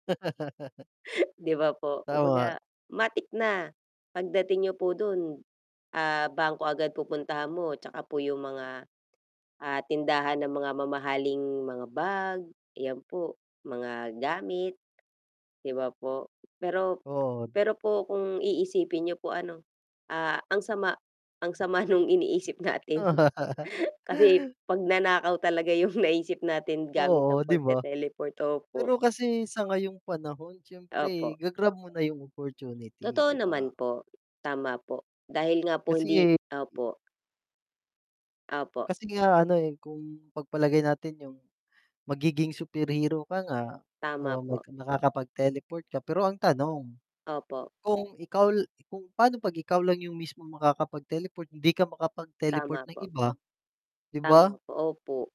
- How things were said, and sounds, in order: laugh; static; chuckle; tapping; laughing while speaking: "nung iniisip natin"; chuckle; laughing while speaking: "yung"; distorted speech; other background noise
- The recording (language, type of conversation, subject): Filipino, unstructured, Kung kaya mong magteleport, saan ka pupunta araw-araw?